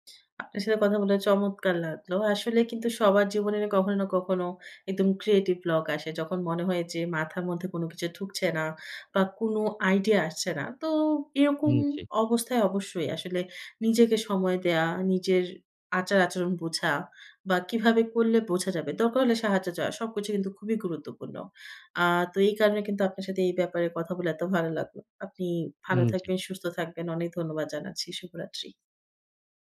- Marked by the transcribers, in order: in English: "creative block"
- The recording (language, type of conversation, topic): Bengali, podcast, কখনো সৃজনশীলতার জড়তা কাটাতে আপনি কী করেন?